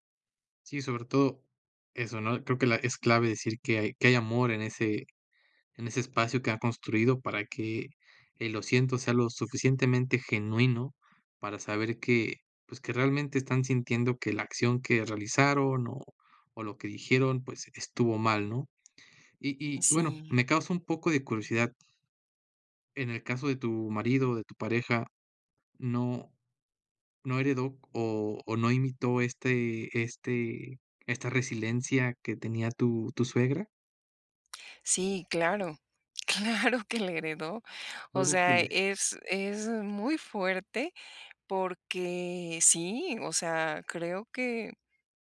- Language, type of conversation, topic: Spanish, podcast, ¿Cómo piden disculpas en tu hogar?
- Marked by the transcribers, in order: laughing while speaking: "claro que le heredó"